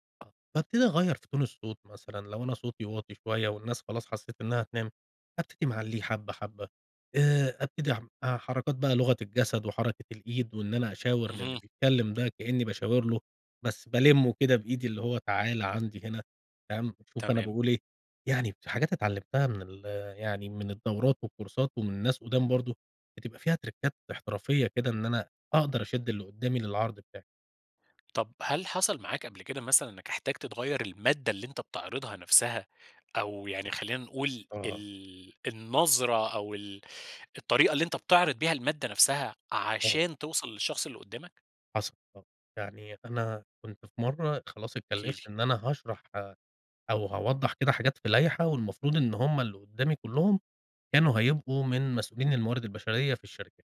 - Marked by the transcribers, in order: in English: "تون"; in English: "والكورسات"; in English: "تركات"; tapping
- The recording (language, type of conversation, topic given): Arabic, podcast, بتحس بالخوف لما تعرض شغلك قدّام ناس؟ بتتعامل مع ده إزاي؟